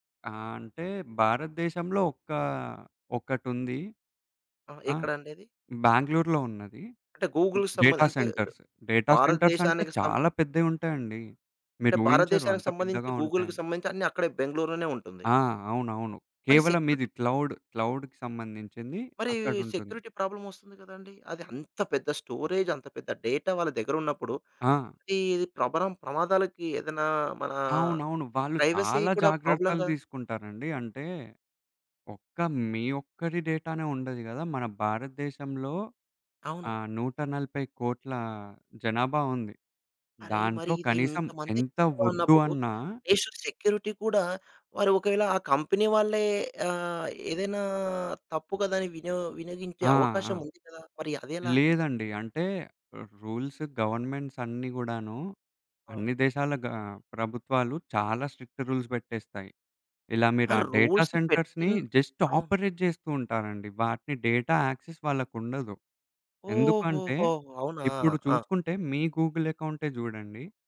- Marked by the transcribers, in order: in English: "డేటా సెంటర్స్. డేటా సెంటర్స్"; in English: "గూగుల్‌కి"; in English: "గూగుల్‌కి"; in English: "సెక్యూరిటీ"; in English: "క్లౌడ్, క్లౌడ్‌కి"; tapping; in English: "సెక్యూరిటీ ప్రాబ్లమ్"; in English: "స్టోరేజ్"; in English: "డేటా"; in English: "ప్రైవసీ"; in English: "ప్రాబ్లమ్‌గా"; in English: "నేషనల్ సెక్యూరిటీ"; in English: "కంపెనీ"; other background noise; in English: "రూల్స్ గవర్నమెంట్స్"; in English: "స్ట్రిక్ట్ రూల్స్"; in English: "డేటా సెంటర్స్‌ని జస్ట్ ఆపరేట్"; in English: "రూల్స్"; in English: "డేటా యాక్సెస్"; in English: "గూగుల్"
- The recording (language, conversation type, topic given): Telugu, podcast, క్లౌడ్ నిల్వను ఉపయోగించి ఫైళ్లను సజావుగా ఎలా నిర్వహిస్తారు?